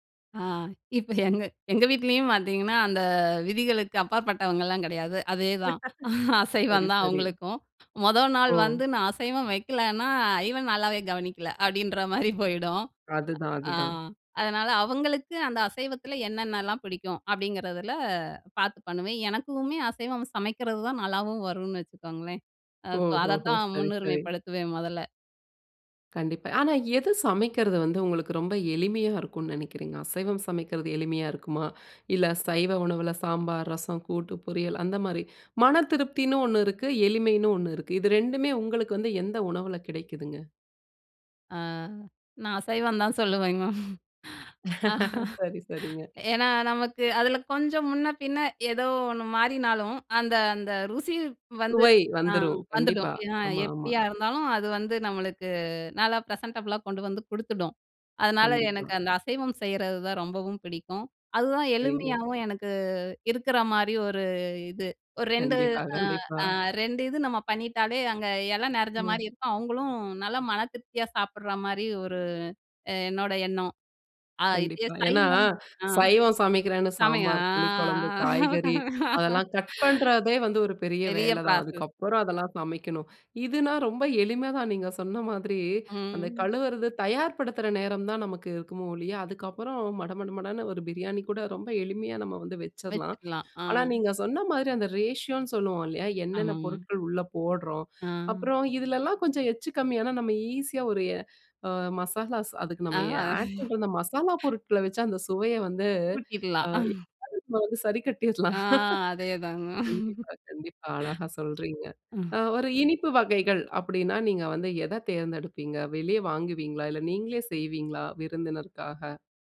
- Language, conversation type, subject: Tamil, podcast, விருந்தினர்களுக்கு உணவு தயாரிக்கும் போது உங்களுக்கு முக்கியமானது என்ன?
- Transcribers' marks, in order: snort; laugh; laughing while speaking: "அசைவம் தான் அவங்களுக்கும். மொத நாள் … அப்டின்ற மாதிரி போயிடும்"; trusting: "எனக்குமே அசைவம் சமைக்கிறது தான் நல்லாவும் வரும்னு வச்சுக்கோங்களேன்"; unintelligible speech; anticipating: "இது ரெண்டுமே உங்களுக்கு வந்து எந்த உணவுல கெடைக்குதுங்க?"; laughing while speaking: "சொல்லுவேங்க மேம். ஏன்னா நமக்கு அதில கொஞ்சம்"; laughing while speaking: "சரி, சரிங்க"; in English: "ப்ரெசென்டபுள்ளா"; other noise; laughing while speaking: "ஆ சாமியா அ. பெரிய பிராசஸ்"; drawn out: "சாமியா"; unintelligible speech; in English: "பிராசஸ்"; drawn out: "ம்"; in English: "ரேஷியோன்னு"; put-on voice: "ஈஸியா"; laughing while speaking: "ஆ"; in English: "ஆட்"; snort; unintelligible speech; laughing while speaking: "வந்து சரிக்கட்டிறலாம்"; laughing while speaking: "ஆ அதே தாங்க. ம்"